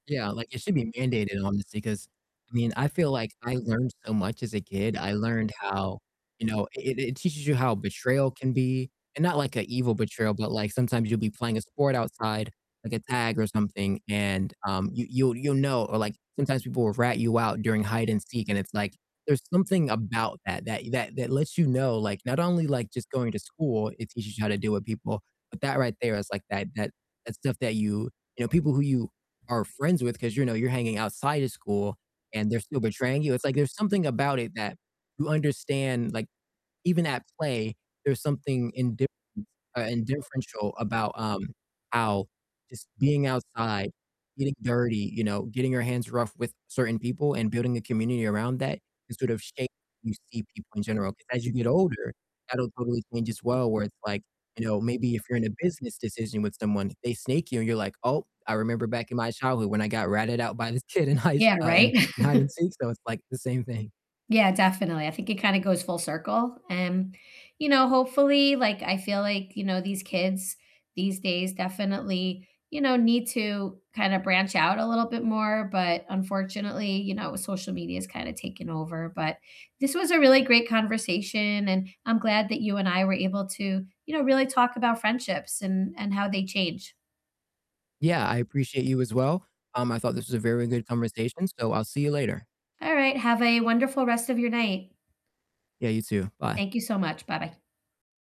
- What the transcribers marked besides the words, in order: tapping; distorted speech; laughing while speaking: "in high"; chuckle
- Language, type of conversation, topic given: English, unstructured, How do you think friendships change as we get older?
- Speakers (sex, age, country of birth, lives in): female, 50-54, United States, United States; male, 20-24, United States, United States